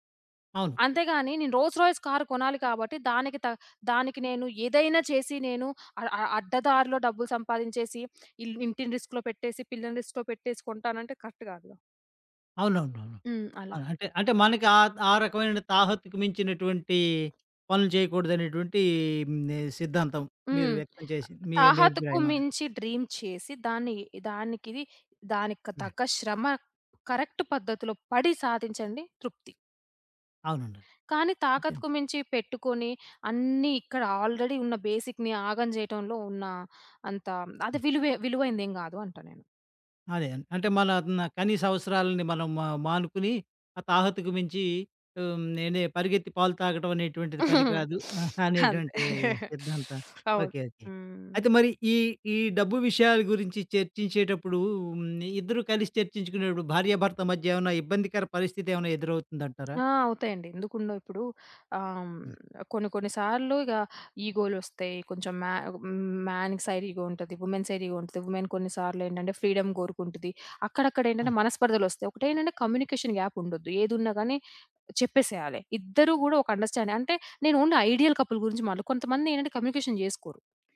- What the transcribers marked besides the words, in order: other background noise; in English: "రిస్క్‌లో"; in English: "రిస్క్‌లో"; in English: "కరెక్ట్"; tapping; in English: "డ్రీమ్"; in English: "కరెక్ట్"; in English: "ఆల్రెడీ"; in English: "బేసిక్‌ని"; giggle; sniff; giggle; sniff; in English: "మ్యా మ్యాన్ సైడ్ ఇగో"; in English: "వుమెన్ సైడ్ ఇగో"; in English: "వుమెన్"; in English: "ఫ్రీడమ్"; in English: "కమ్యూనికేషన్ గ్యాప్"; in English: "అండర్‌స్టాండింగ్"; in English: "ఓన్లీ ఐడియల్ కపుల్"; in English: "కమ్యూనికేషన్"
- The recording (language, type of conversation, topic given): Telugu, podcast, ఆర్థిక విషయాలు జంటలో ఎలా చర్చిస్తారు?